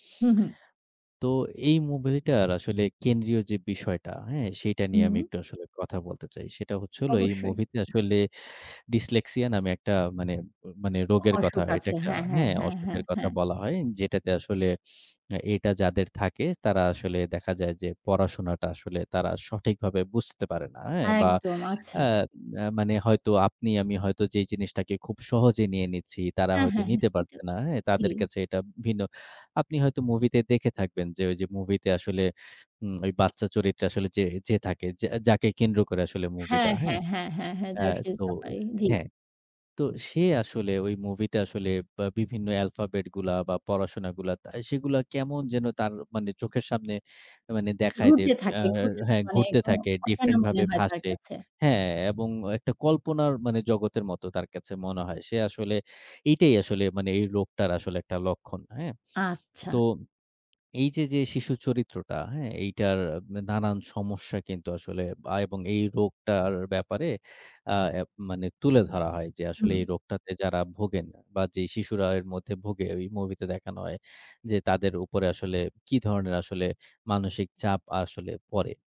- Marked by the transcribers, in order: other background noise; unintelligible speech; tapping; in English: "alphabet"
- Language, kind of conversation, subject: Bengali, podcast, কোন সিনেমা তোমার আবেগকে গভীরভাবে স্পর্শ করেছে?